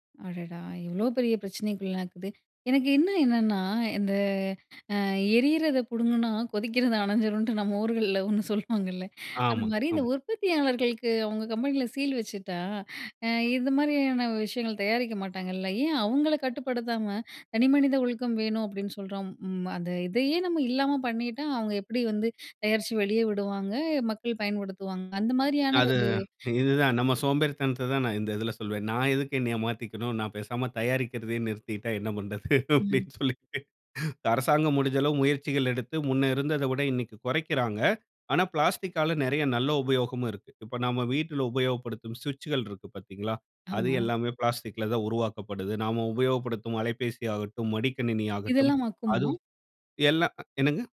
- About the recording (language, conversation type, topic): Tamil, podcast, பிளாஸ்டிக் பயன்படுத்துவதை குறைக்க தினமும் செய்யக்கூடிய எளிய மாற்றங்கள் என்னென்ன?
- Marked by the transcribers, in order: inhale; laughing while speaking: "கொதிக்கிறது அணைஞ்சருன்ட்டு நம்ம ஊர்கள்ல ஒண்ணு சொல்லுவாங்கல்ல"; inhale; inhale; inhale; inhale; other background noise; inhale; laughing while speaking: "அப்படின்னு சொல்லிட்டு"